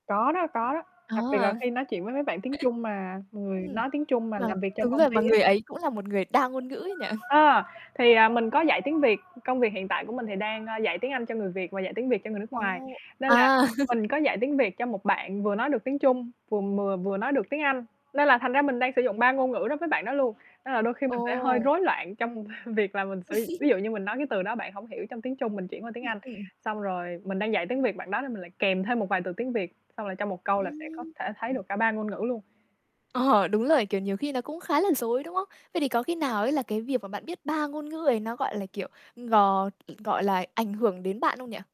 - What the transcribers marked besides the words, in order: other background noise; chuckle; tapping; laugh; "mừa" said as "vừa"; chuckle; laugh
- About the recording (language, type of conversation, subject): Vietnamese, podcast, Ngôn ngữ mẹ đẻ ảnh hưởng đến cuộc sống của bạn như thế nào?